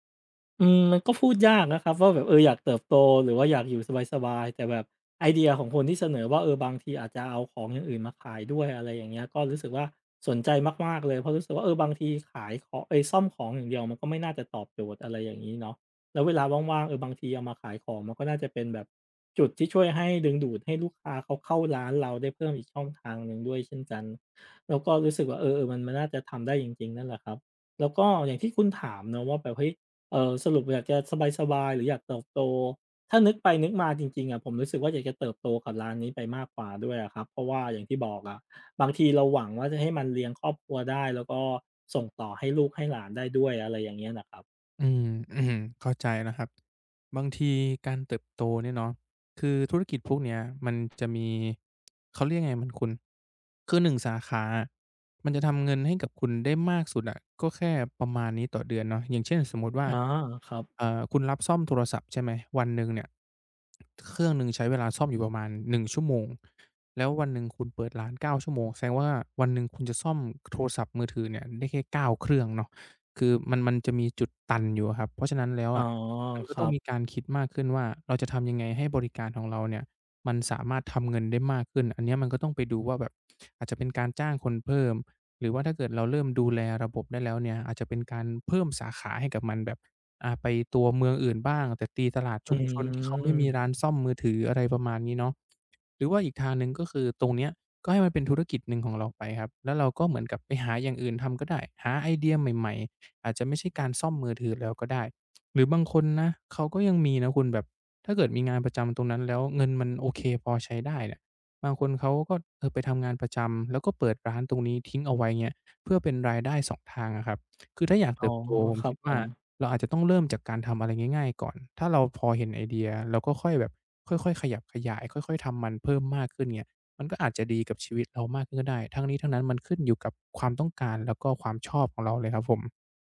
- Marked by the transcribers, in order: other background noise; tapping; drawn out: "อืม"
- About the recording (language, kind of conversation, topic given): Thai, advice, คุณควรลาออกจากงานที่มั่นคงเพื่อเริ่มธุรกิจของตัวเองหรือไม่?